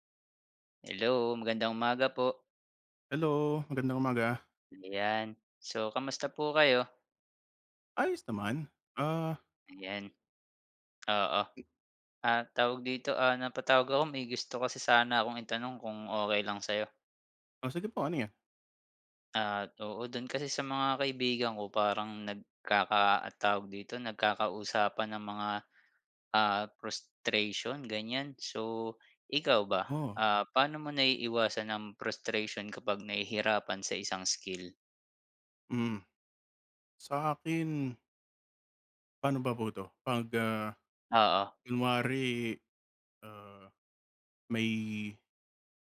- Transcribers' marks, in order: none
- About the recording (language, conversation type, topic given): Filipino, unstructured, Paano mo naiiwasan ang pagkadismaya kapag nahihirapan ka sa pagkatuto ng isang kasanayan?